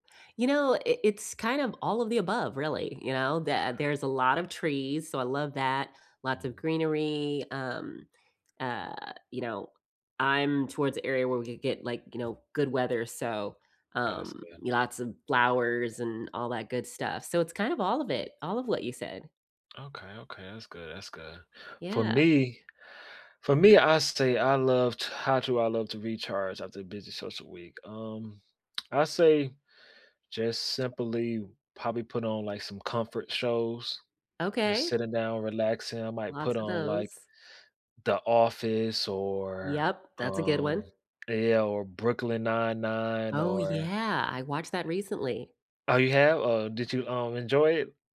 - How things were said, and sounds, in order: tapping
- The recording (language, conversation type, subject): English, unstructured, How do you recharge after a busy social week?
- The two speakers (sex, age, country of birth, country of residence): female, 45-49, United States, United States; male, 30-34, United States, United States